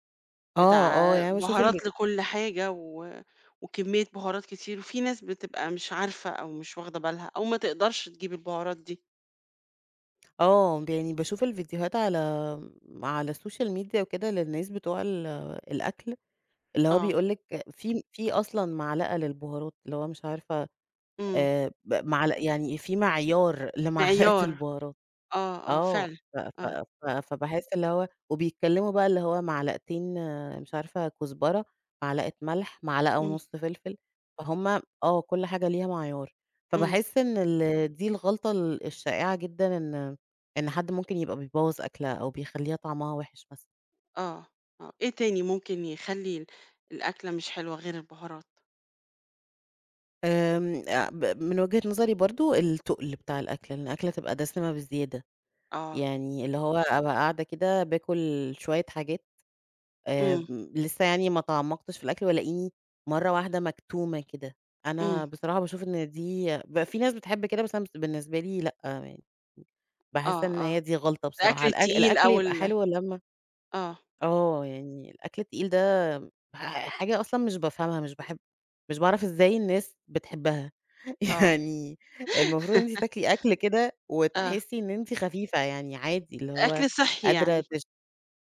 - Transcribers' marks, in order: other background noise; tapping; in English: "الsocial media"; laughing while speaking: "لمعلقة البهارات"; laughing while speaking: "يعني"; laugh
- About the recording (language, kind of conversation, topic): Arabic, podcast, إزاي بتحوّل مكونات بسيطة لوجبة لذيذة؟